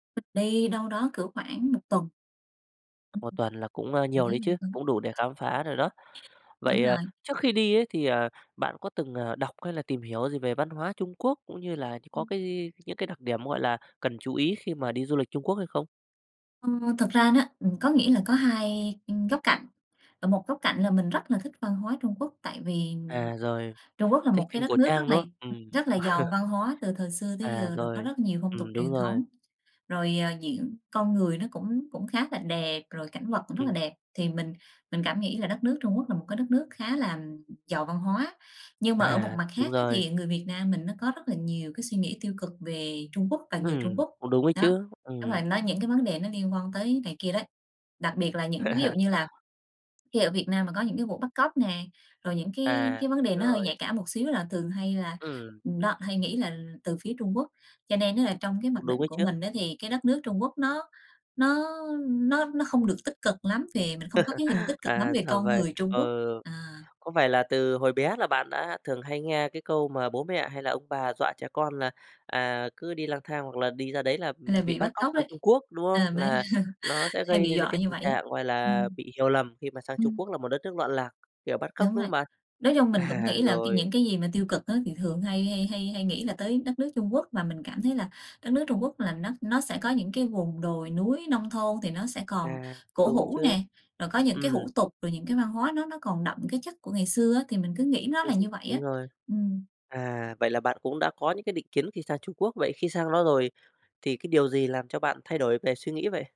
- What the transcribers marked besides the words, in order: other noise; unintelligible speech; other background noise; tapping; chuckle; chuckle; chuckle; laughing while speaking: "À"
- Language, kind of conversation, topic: Vietnamese, podcast, Bạn có thể kể lại một trải nghiệm khám phá văn hóa đã khiến bạn thay đổi quan điểm không?